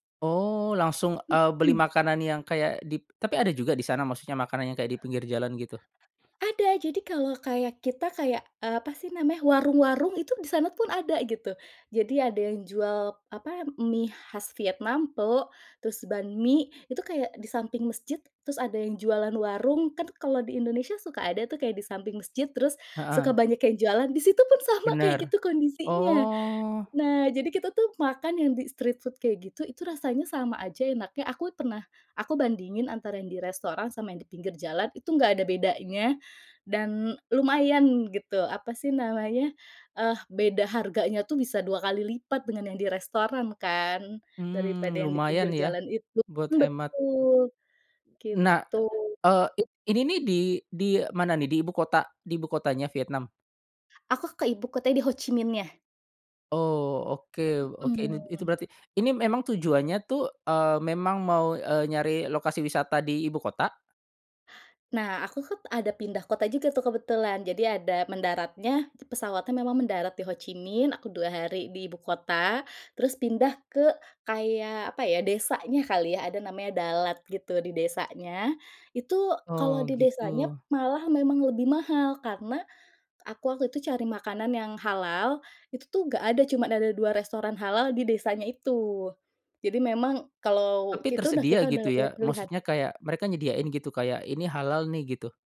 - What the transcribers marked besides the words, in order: tapping; drawn out: "oh"; in English: "street food"; other background noise; "kita" said as "kitu"
- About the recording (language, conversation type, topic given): Indonesian, podcast, Tips apa yang kamu punya supaya perjalanan tetap hemat, tetapi berkesan?